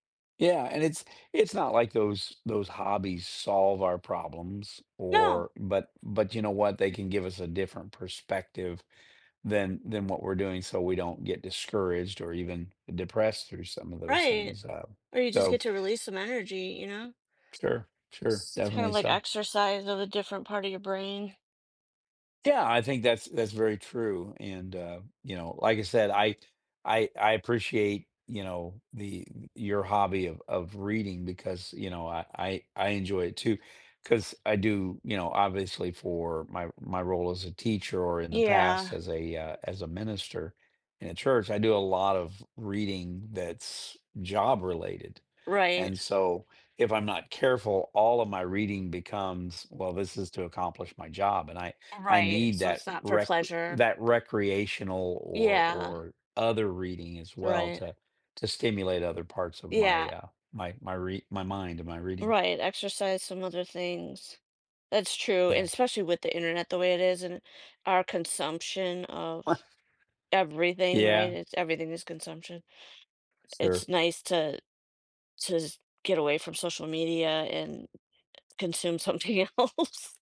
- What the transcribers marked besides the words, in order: tapping; unintelligible speech; other background noise; laughing while speaking: "else"
- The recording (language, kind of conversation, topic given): English, unstructured, How do your favorite hobbies improve your mood or well-being?
- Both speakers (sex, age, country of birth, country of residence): female, 50-54, United States, United States; male, 60-64, United States, United States